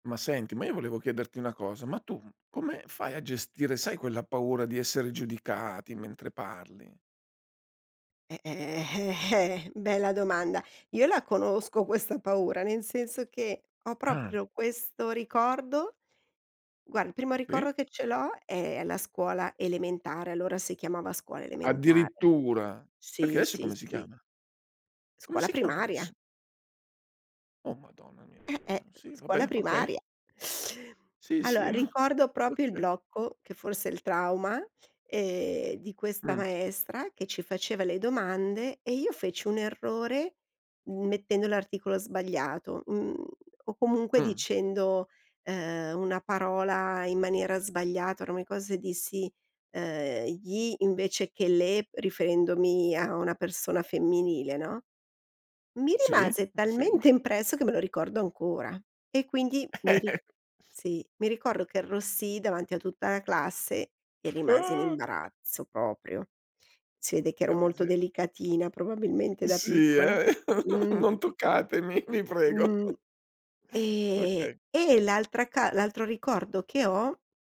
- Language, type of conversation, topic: Italian, podcast, Come gestisci la paura di essere giudicato mentre parli?
- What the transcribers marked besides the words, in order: other background noise; teeth sucking; "Allora" said as "alloa"; "proprio" said as "propio"; chuckle; chuckle; put-on voice: "Uh"; chuckle; laughing while speaking: "non toccatemi, vi prego"; chuckle